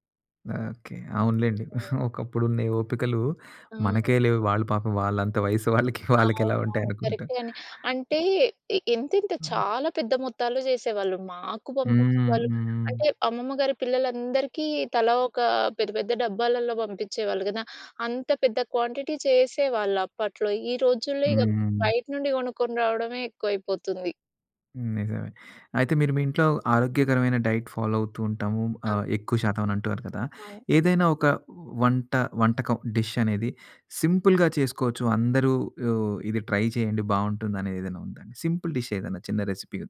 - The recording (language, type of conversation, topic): Telugu, podcast, మీ ఇంటి ప్రత్యేక వంటకం ఏది?
- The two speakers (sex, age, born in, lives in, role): female, 30-34, India, United States, guest; male, 40-44, India, India, host
- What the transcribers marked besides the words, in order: chuckle; chuckle; in English: "కరెక్ట్"; tapping; in English: "క్వాంటిటీ"; in English: "డైట్ ఫాలో"; in English: "డిష్"; in English: "సింపుల్‌గా"; in English: "ట్రై"; in English: "సింపుల్ డిష్"; in English: "రెసిపీ?"